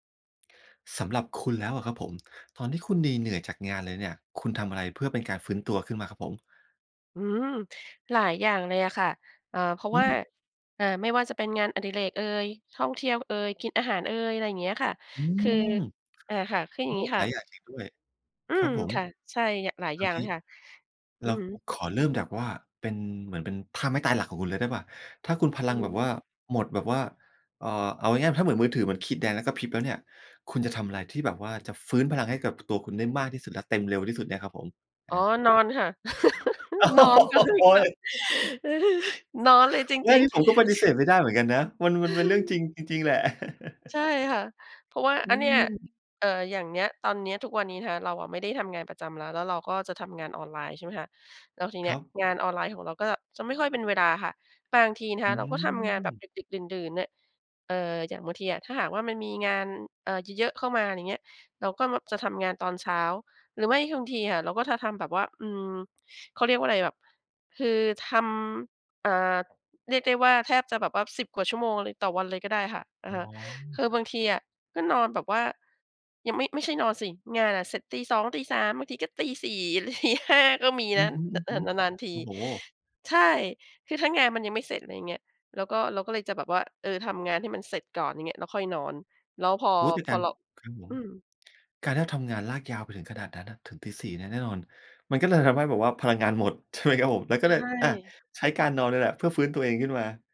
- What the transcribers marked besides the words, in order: laughing while speaking: "โอ้โฮ"; laughing while speaking: "นอนเลยค่ะ"; chuckle; drawn out: "อืม"; laughing while speaking: "ตี ห้า"
- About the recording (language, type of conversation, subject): Thai, podcast, เวลาเหนื่อยจากงาน คุณทำอะไรเพื่อฟื้นตัวบ้าง?